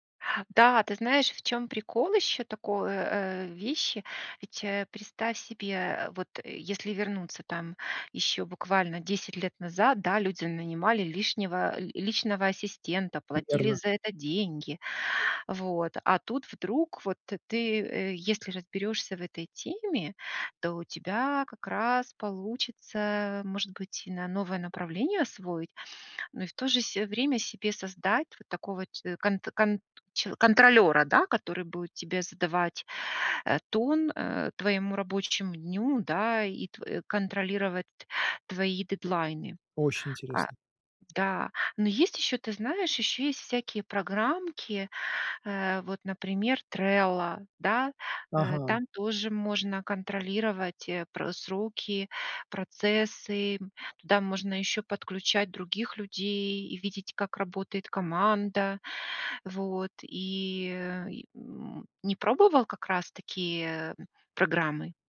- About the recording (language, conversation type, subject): Russian, advice, Как мне лучше управлять временем и расставлять приоритеты?
- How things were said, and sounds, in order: tapping; other background noise